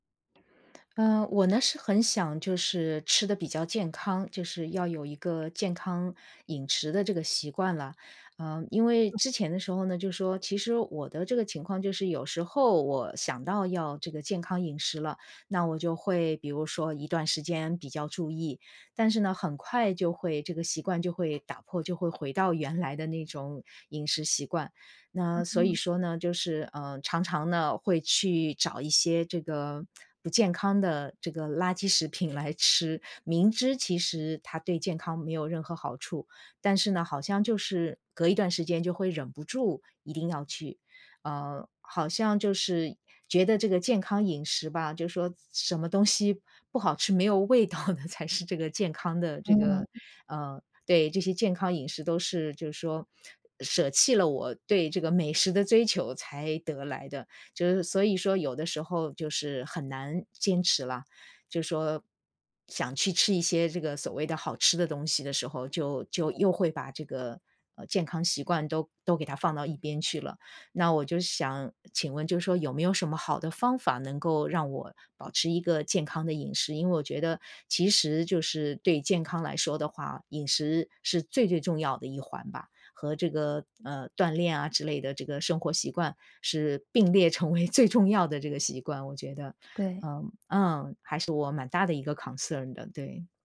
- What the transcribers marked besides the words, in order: other background noise; laughing while speaking: "来吃"; laughing while speaking: "味道的，才是"; laughing while speaking: "成为最重要"; in English: "concern"
- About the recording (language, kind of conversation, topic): Chinese, advice, 如何把健康饮食变成日常习惯？